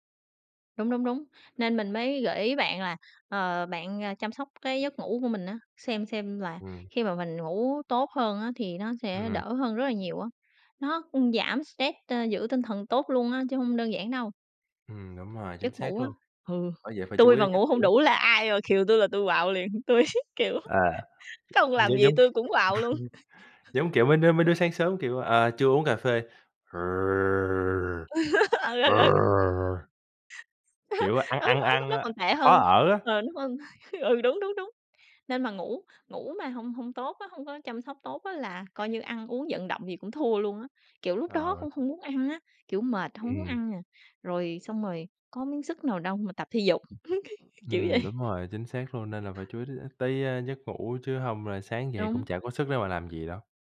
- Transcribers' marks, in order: tapping; other background noise; laughing while speaking: "tui, kiểu"; other noise; chuckle; laugh; laughing while speaking: "Ừ, ừ, ừ"; chuckle; laughing while speaking: "hông?"; laugh; laughing while speaking: "Kiểu vậy"
- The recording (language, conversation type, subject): Vietnamese, unstructured, Bạn thường làm gì mỗi ngày để giữ sức khỏe?